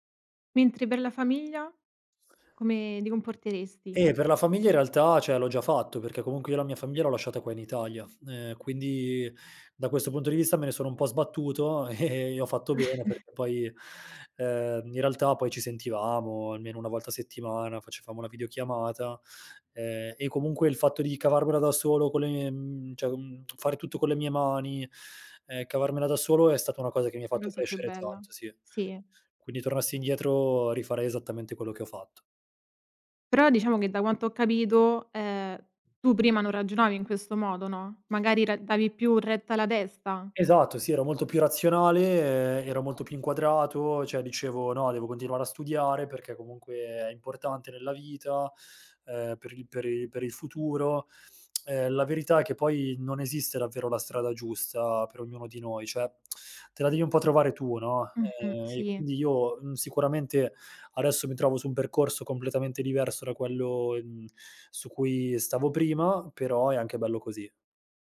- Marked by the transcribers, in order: chuckle; "cioè" said as "ceh"; "cioè" said as "ceh"; tsk
- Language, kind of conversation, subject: Italian, podcast, Raccontami di una volta in cui hai seguito il tuo istinto: perché hai deciso di fidarti di quella sensazione?